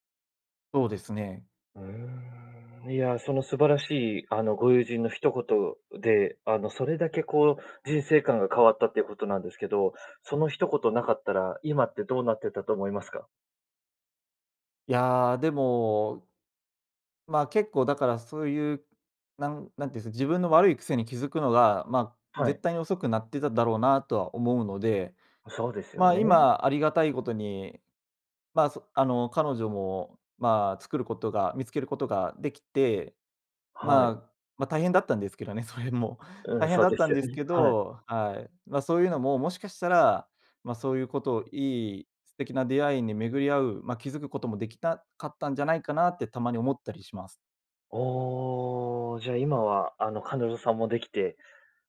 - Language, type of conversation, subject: Japanese, podcast, 誰かの一言で人生の進む道が変わったことはありますか？
- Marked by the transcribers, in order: laughing while speaking: "それも"; laughing while speaking: "そうですよね"